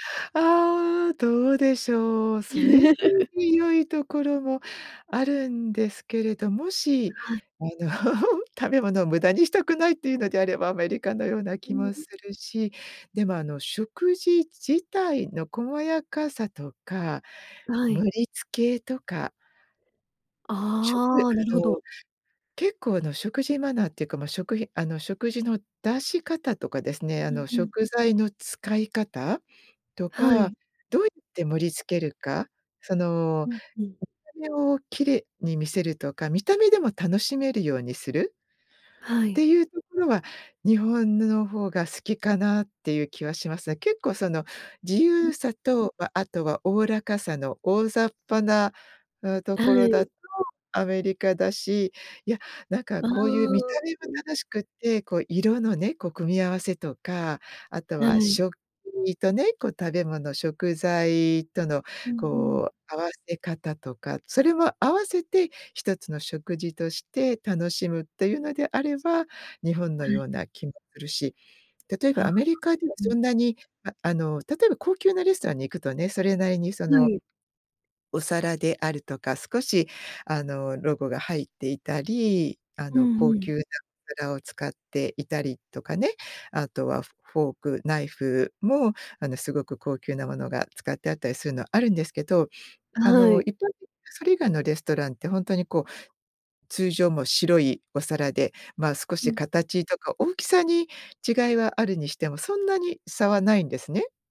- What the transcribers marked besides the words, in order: chuckle; tapping
- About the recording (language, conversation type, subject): Japanese, podcast, 食事のマナーで驚いた出来事はありますか？